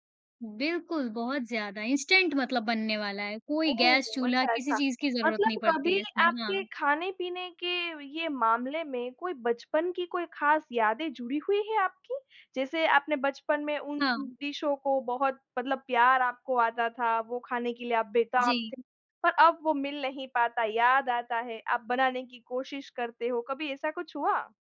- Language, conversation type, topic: Hindi, podcast, खाना बनाना आपके लिए कैसा अनुभव होता है?
- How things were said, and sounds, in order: in English: "इंस्टेंट"